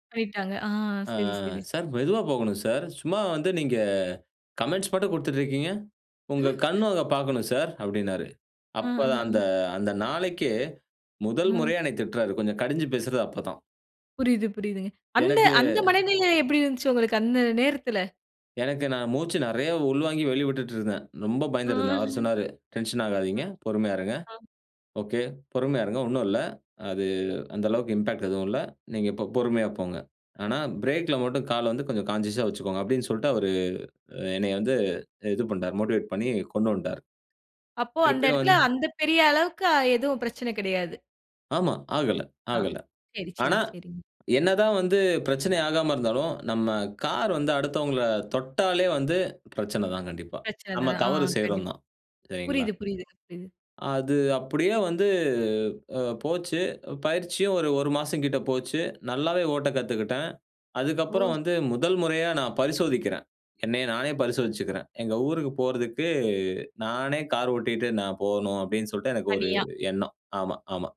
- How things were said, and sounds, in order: drawn out: "அ"; in English: "கமெண்ட்ஸ்"; chuckle; laughing while speaking: "ஓ! ம்"; in English: "இம்பாக்ட்"; in English: "கான்ஷியஸா"; in English: "மோட்டிவேட்"
- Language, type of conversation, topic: Tamil, podcast, பயத்தை சாதனையாக மாற்றிய அனுபவம் உண்டா?